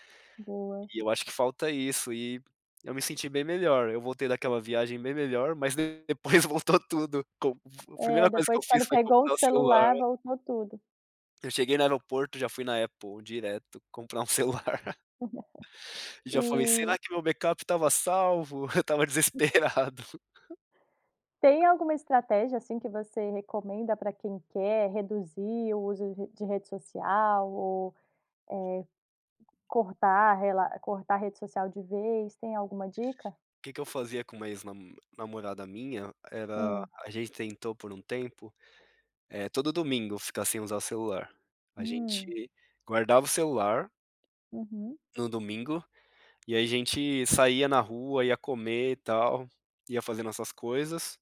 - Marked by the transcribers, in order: tapping; laughing while speaking: "um celular"; laugh; chuckle; laughing while speaking: "desesperado"; laugh
- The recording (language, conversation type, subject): Portuguese, podcast, Dá para viver sem redes sociais hoje em dia?
- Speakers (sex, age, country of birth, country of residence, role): female, 30-34, Brazil, Cyprus, host; male, 35-39, Brazil, Canada, guest